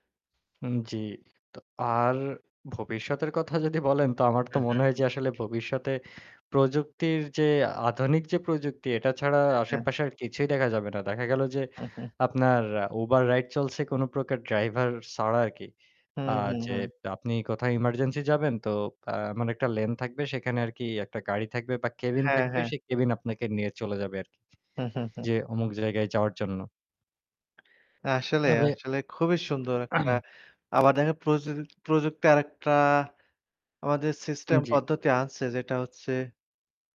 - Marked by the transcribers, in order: chuckle; tapping; chuckle; static; chuckle; throat clearing
- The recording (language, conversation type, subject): Bengali, unstructured, কোন প্রযুক্তিগত আবিষ্কার আপনাকে সবচেয়ে বেশি অবাক করেছে?